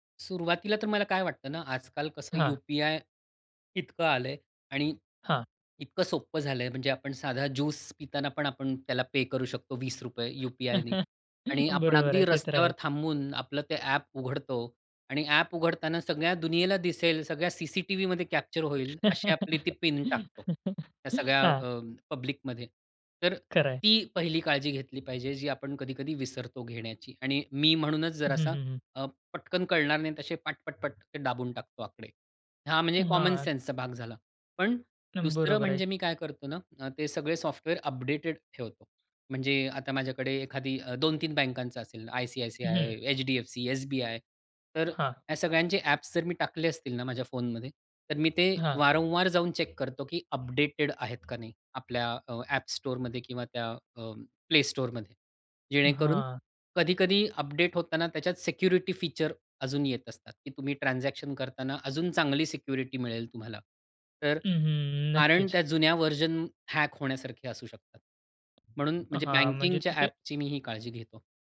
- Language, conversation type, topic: Marathi, podcast, ऑनलाइन गोपनीयता जपण्यासाठी तुम्ही काय करता?
- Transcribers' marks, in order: in English: "पे"; laugh; in English: "कॅप्चर"; other background noise; laugh; in English: "पब्लिकमध्ये"; in English: "कॉमनसेन्सचा"; in English: "अपडेटेड"; tapping; in English: "चेक"; in English: "अपडेटेड"; in English: "अपडेट"; in English: "सिक्युरिटी फीचर"; in English: "ट्रान्झॅक्शन"; in English: "सिक्युरिटी"; in English: "व्हर्जन हॅक"